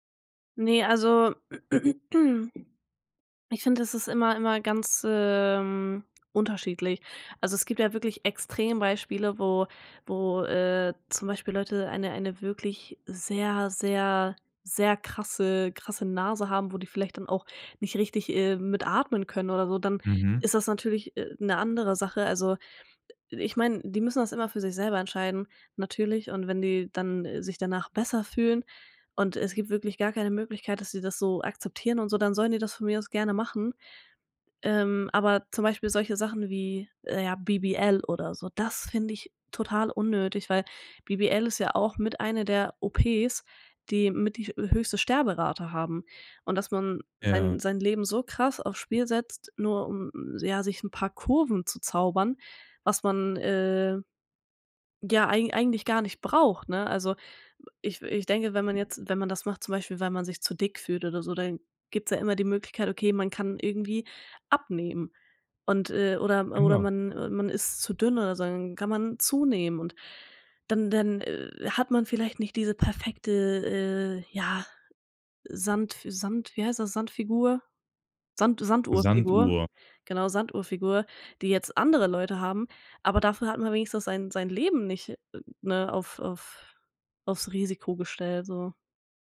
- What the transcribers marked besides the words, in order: throat clearing
- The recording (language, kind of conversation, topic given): German, podcast, Wie beeinflussen Filter dein Schönheitsbild?